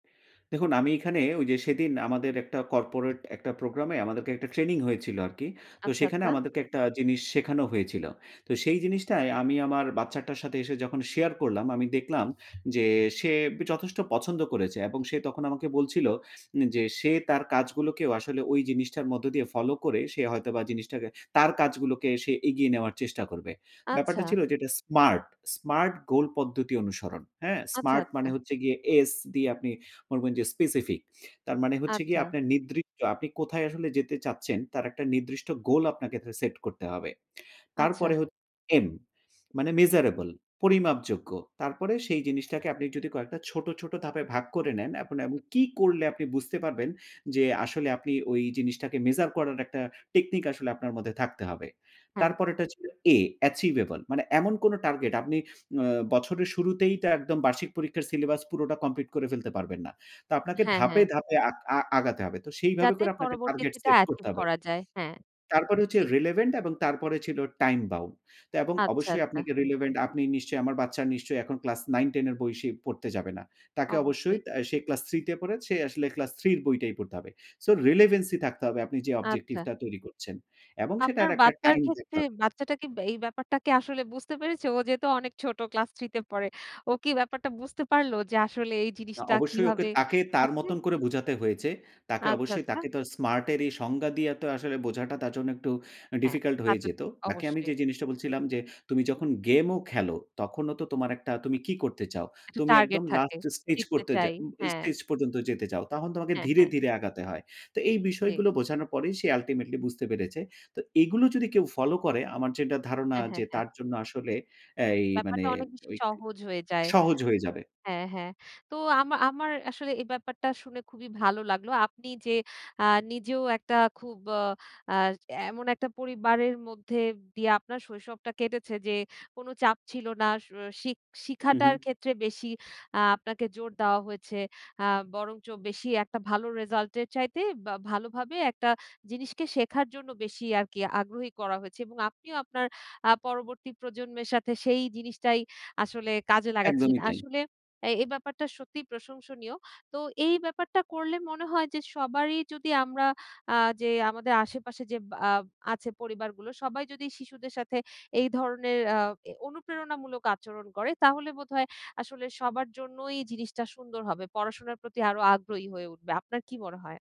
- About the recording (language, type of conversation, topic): Bengali, podcast, আপনি পড়াশোনায় অনুপ্রেরণা কোথা থেকে পান?
- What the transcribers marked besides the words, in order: in English: "corporate"; other background noise; tapping; in English: "follow"; in English: "smart, smart goal"; "পদ্ধতি" said as "পদ্দতি"; "হচ্ছে" said as "হচ্চে"; "নির্দিষ্ট" said as "নির্দৃক্ত"; in English: "measurable"; in English: "measure"; in English: "achievable"; in English: "target set"; in English: "achieve"; in English: "relevant"; in English: "time bound"; in English: "relevant"; in English: "relevancy"; in English: "objective"; "হয়েছে" said as "হয়েচে"; in English: "difficult"; in English: "last stage"; unintelligible speech; in English: "ultimately"; "পেরেছে" said as "পেরেচে"; "যেটা" said as "যেনডা"